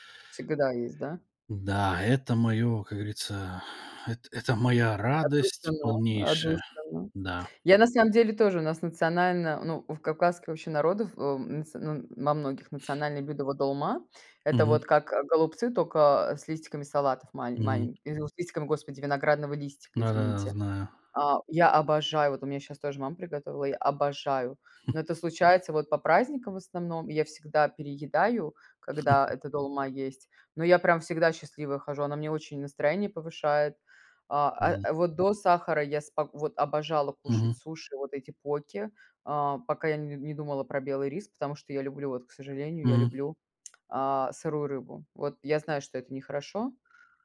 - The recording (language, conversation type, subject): Russian, unstructured, Как еда влияет на настроение?
- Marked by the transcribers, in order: unintelligible speech; chuckle; chuckle